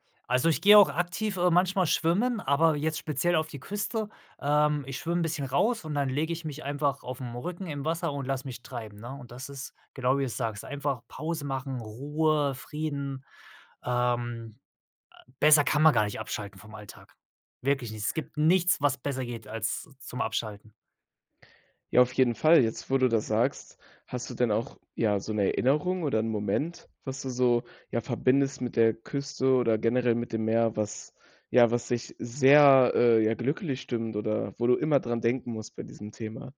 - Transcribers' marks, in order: none
- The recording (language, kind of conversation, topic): German, podcast, Was fasziniert dich mehr: die Berge oder die Küste?